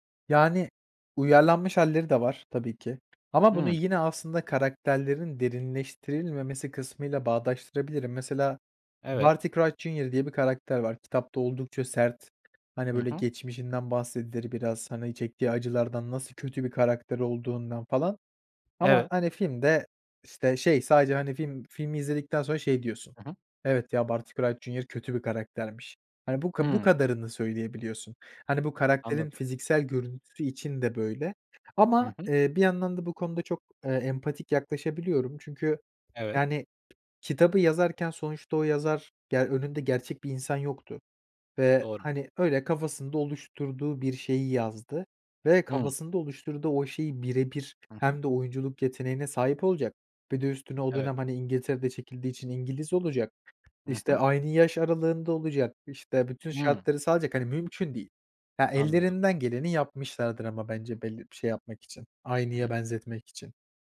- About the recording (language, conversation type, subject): Turkish, podcast, Bir kitabı filme uyarlasalar, filmde en çok neyi görmek isterdin?
- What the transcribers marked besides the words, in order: tapping; other background noise